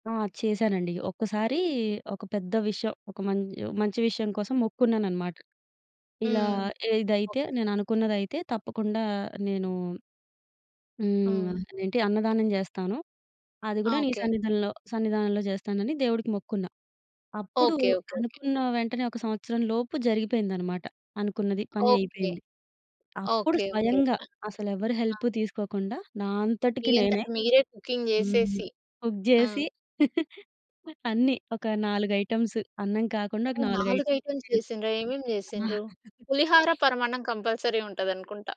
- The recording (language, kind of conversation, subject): Telugu, podcast, విందు తర్వాత మిగిలిన ఆహారాన్ని ఇతరులతో పంచుకోవడానికి ఉత్తమమైన పద్ధతులు ఏమిటి?
- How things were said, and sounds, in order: other noise; in English: "హెల్ప్"; in English: "కుకింగ్"; in English: "కుక్"; laugh; in English: "ఐటెమ్స్"; laugh; in English: "కంపల్సరీ"